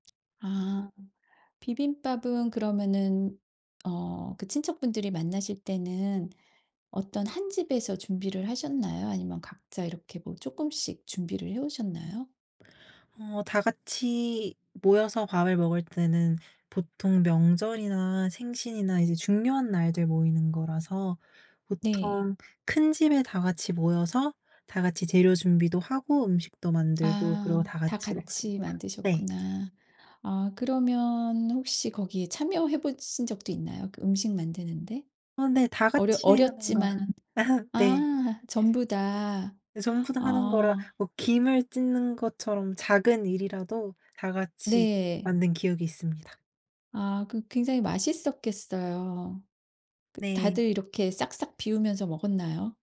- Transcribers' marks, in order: tapping; other background noise; laugh
- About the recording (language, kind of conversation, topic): Korean, podcast, 어릴 때 특히 기억에 남는 음식이 있나요?